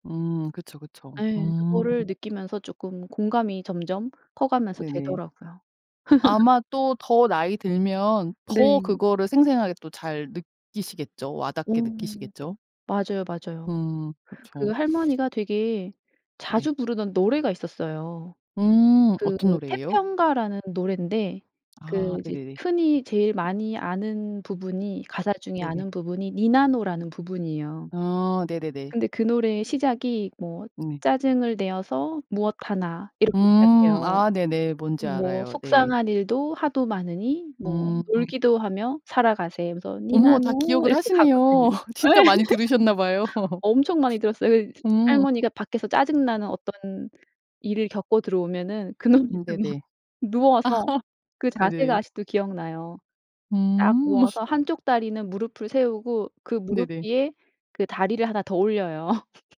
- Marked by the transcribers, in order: laugh; tapping; other background noise; singing: "니나노"; laugh; laugh; laughing while speaking: "그 노래를"; laugh; laugh
- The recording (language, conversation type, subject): Korean, podcast, 할머니·할아버지에게서 배운 문화가 있나요?